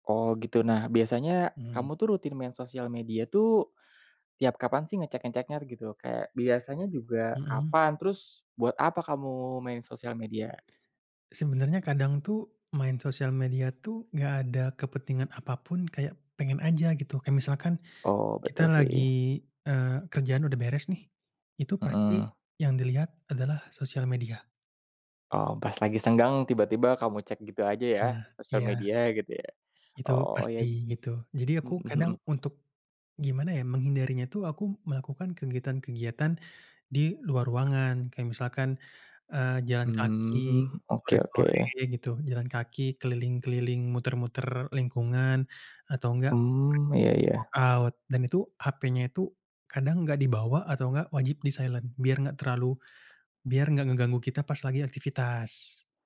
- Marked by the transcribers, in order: tapping; other background noise; in English: "workout"; in English: "di-silent"
- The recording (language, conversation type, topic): Indonesian, podcast, Apa trik kamu supaya tidak terlalu kecanduan media sosial?